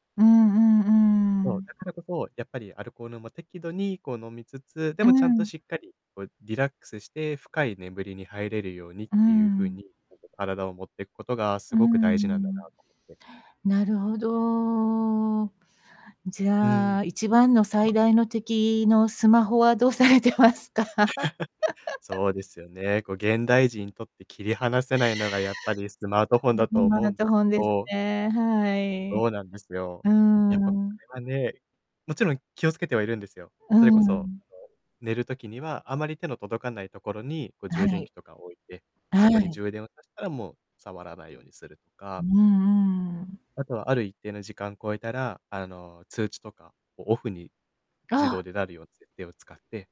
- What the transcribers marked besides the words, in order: unintelligible speech; laughing while speaking: "どうされてますか？"; laugh; unintelligible speech; distorted speech
- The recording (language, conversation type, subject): Japanese, podcast, 睡眠の質を上げるには、どんな工夫が効果的だと思いますか？
- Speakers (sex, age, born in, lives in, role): female, 55-59, Japan, United States, host; male, 25-29, Japan, Portugal, guest